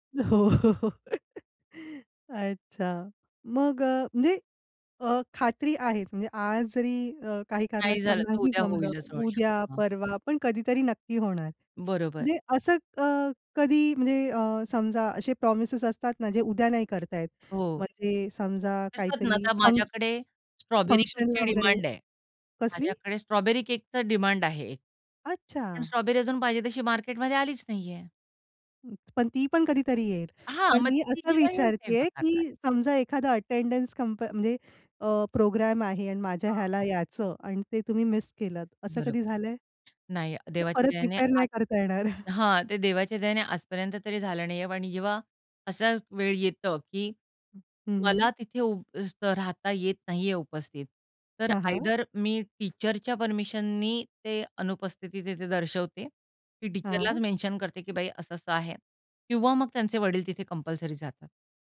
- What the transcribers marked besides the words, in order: other background noise; laugh; laughing while speaking: "अच्छा"; tapping; in English: "प्रॉमिसेस"; in English: "फंक्शनला"; "यायचं" said as "याच"; chuckle; "उभं" said as "ऊब"; in English: "टीचरच्या"; in English: "टीचरलाच"
- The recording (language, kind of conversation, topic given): Marathi, podcast, वचन दिल्यावर ते पाळण्याबाबत तुमचा दृष्टिकोन काय आहे?